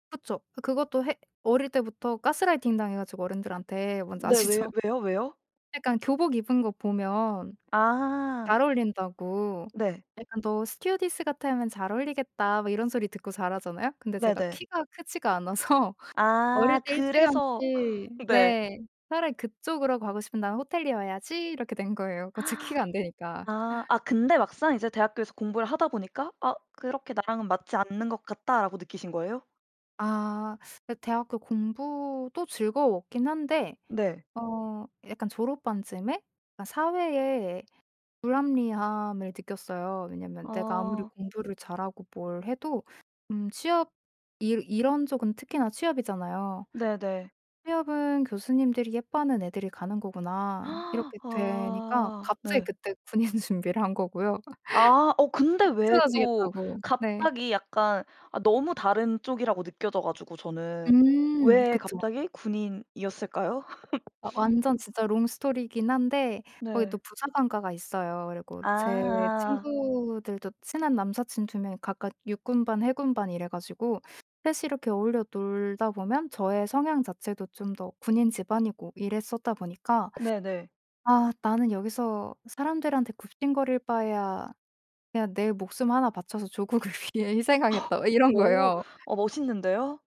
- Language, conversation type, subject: Korean, podcast, 나이로 인해 고민했던 일을 어떻게 극복하셨나요?
- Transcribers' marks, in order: tapping; laughing while speaking: "아시죠?"; laughing while speaking: "않아서"; laugh; laughing while speaking: "그"; gasp; teeth sucking; other background noise; gasp; laughing while speaking: "군인"; laugh; laugh; in English: "롱 스토리긴"; background speech; laughing while speaking: "조국을 위해 희생하겠다.' 막 이런 거예요"; laugh